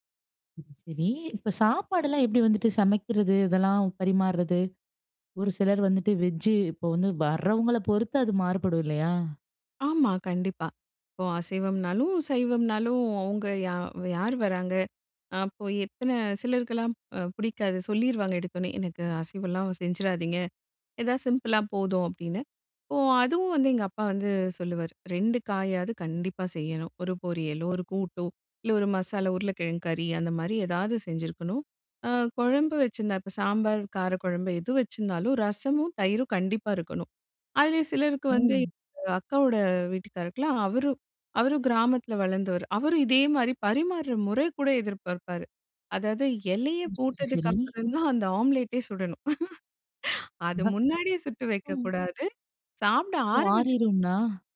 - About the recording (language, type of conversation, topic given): Tamil, podcast, விருந்தினர் வரும்போது உணவு பரிமாறும் வழக்கம் எப்படி இருக்கும்?
- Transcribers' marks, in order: other background noise; "வரவங்கள" said as "பரவங்கள"; tapping; chuckle